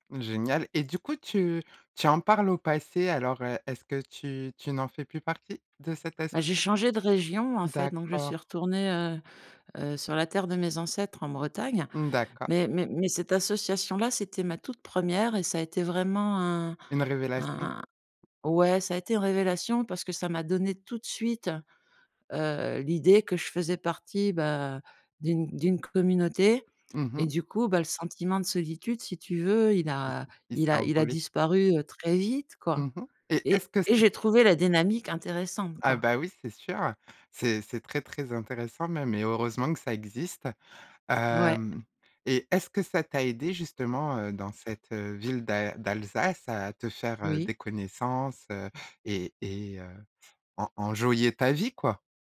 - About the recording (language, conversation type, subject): French, podcast, Qu’est-ce qui, selon toi, crée un véritable sentiment d’appartenance ?
- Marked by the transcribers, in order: tapping; in English: "enjoyer"